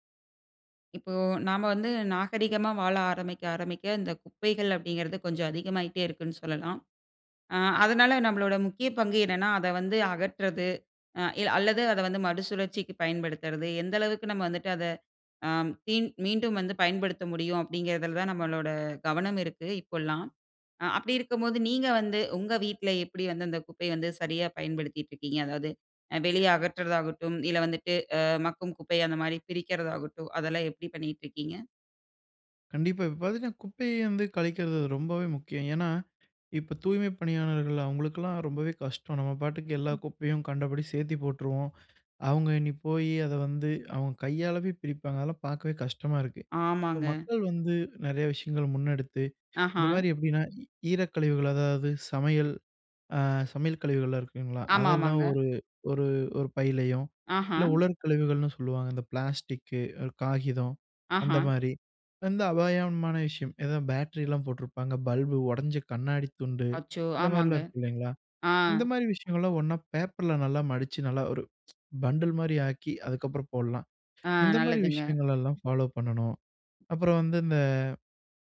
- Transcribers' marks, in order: other background noise; tapping; inhale; lip smack; inhale; other noise
- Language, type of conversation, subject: Tamil, podcast, குப்பையைச் சரியாக அகற்றி மறுசுழற்சி செய்வது எப்படி?